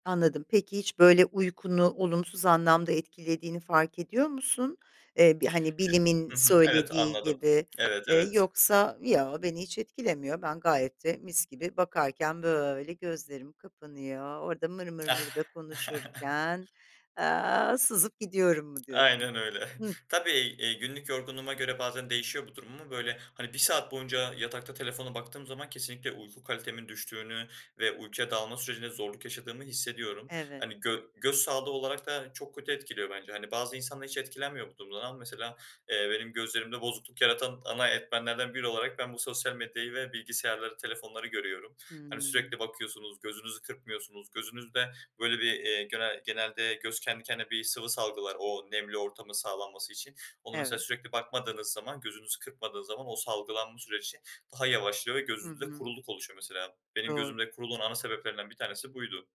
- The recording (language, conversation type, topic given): Turkish, podcast, Bildirimleri kontrol altında tutmanın yolları nelerdir?
- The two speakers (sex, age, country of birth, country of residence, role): female, 50-54, Turkey, Italy, host; male, 20-24, Turkey, Germany, guest
- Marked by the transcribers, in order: other background noise; unintelligible speech; chuckle